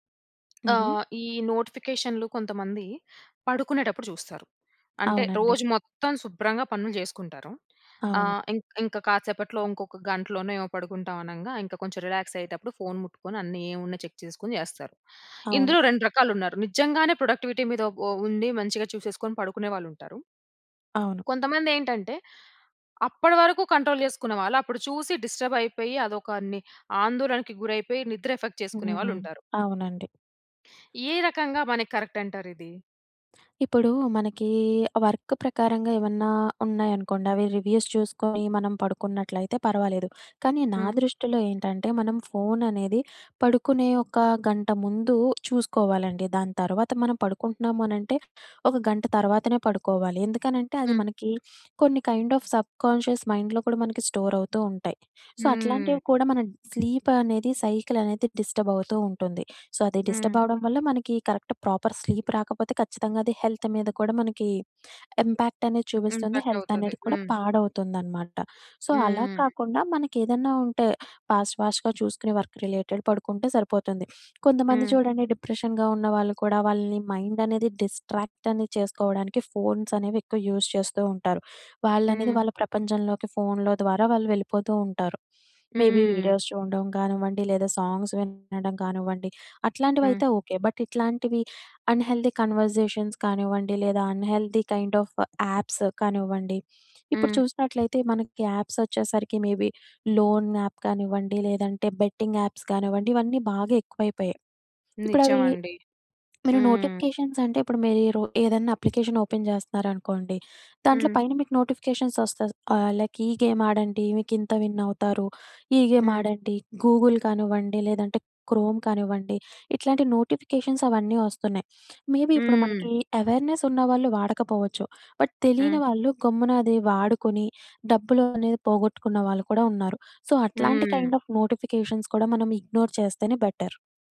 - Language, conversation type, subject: Telugu, podcast, నోటిఫికేషన్లు తగ్గిస్తే మీ ఫోన్ వినియోగంలో మీరు ఏ మార్పులు గమనించారు?
- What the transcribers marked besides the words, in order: tapping; in English: "రిలాక్స్"; in English: "చెక్"; in English: "ప్రొడక్టివిటీ"; swallow; in English: "కంట్రోల్"; in English: "డిస్టర్బ్"; in English: "ఎఫెక్ట్"; other background noise; in English: "కరెక్ట్"; in English: "వర్క్"; in English: "రివ్యూస్"; in English: "కైండ్ ఆఫ్ సబ్‌కాన్షియస్ మైండ్‍లో"; in English: "సో"; in English: "సో"; in English: "కరెక్ట్ ప్రోపర్ స్లీప్"; in English: "హెల్త్"; in English: "సో"; in English: "ఫాస్ట్ ఫాస్ట్‌గా"; in English: "వర్క్ రిలేటెడ్"; in English: "డిప్రెషన్‌గా"; in English: "డిస్ట్రాక్ట్"; in English: "ఫోన్స్"; in English: "యూజ్"; in English: "మేబీ వీడియోస్"; in English: "సాంగ్స్"; in English: "బట్"; in English: "అన్‌హెల్దీ కన్వర్జేషన్స్"; in English: "అన్‌హెల్దీ కైండ్ ఆఫ్ యాప్స్"; in English: "మేబీ లోన్ యాప్"; in English: "బెట్టింగ్ యాప్స్"; in English: "నోటిఫికేషన్స్"; in English: "అప్లికేషన్ ఓపెన్"; in English: "నోటిఫికేషన్స్"; in English: "లైక్"; in English: "విన్"; in English: "గూగుల్"; in English: "మేబీ"; in English: "యవేర్నెస్"; in English: "బట్"; in English: "సో"; in English: "కైండ్ ఆఫ్ నోటిఫికేషన్స్"; in English: "ఇగ్నోర్"; in English: "బెటర్"